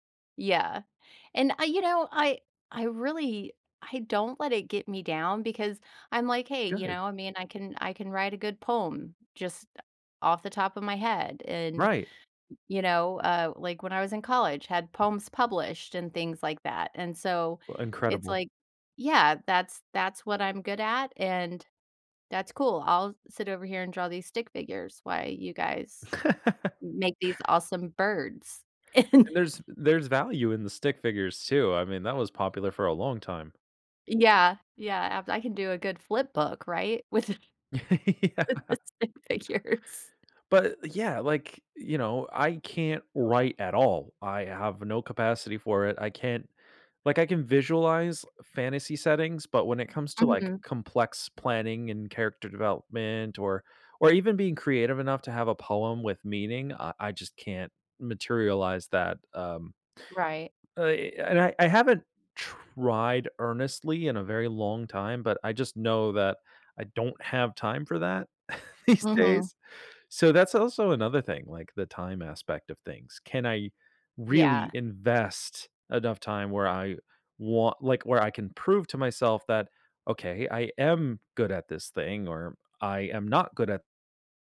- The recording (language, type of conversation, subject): English, unstructured, How do I handle envy when someone is better at my hobby?
- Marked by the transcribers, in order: laugh; laughing while speaking: "And"; chuckle; laughing while speaking: "Yeah"; laughing while speaking: "with with the stick figures"; chuckle